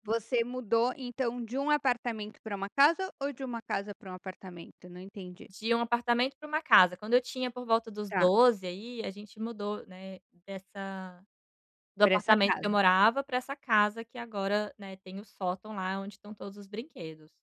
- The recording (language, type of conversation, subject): Portuguese, advice, Como posso começar a me desapegar de objetos que não uso mais?
- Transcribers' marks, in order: none